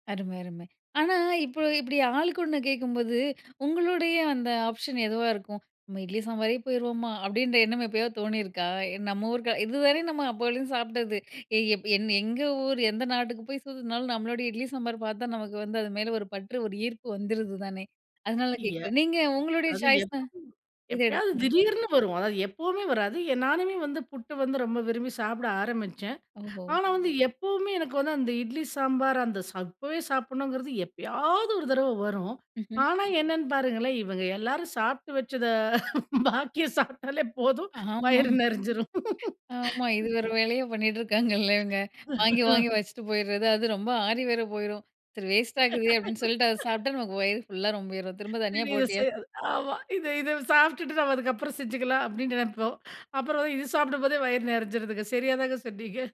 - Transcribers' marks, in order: in English: "ஆப்ஷன்"; other noise; laughing while speaking: "பாக்கிய சாப்பிட்டாலே போதும் வயிறு நெறிஞ்சிரும்"; laughing while speaking: "ஆமா, ஆமா. இது வேற வேலையே பண்ணிட்டு இருக்காங்கல்ல இவங்க, வாங்கி வாங்கி வச்சுட்டு போயிருது"; laugh; laugh; unintelligible speech; laughing while speaking: "ஆமா. இத இத சாப்பிட்டுட்டு நம்ம … நெறைஞ்சுருதுங்க. சரியாதாங்க சொன்னீங்க"
- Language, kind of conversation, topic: Tamil, podcast, பல்கலாச்சார குடும்பத்தில் வளர்ந்த அனுபவம் உங்களுக்கு எப்படி உள்ளது?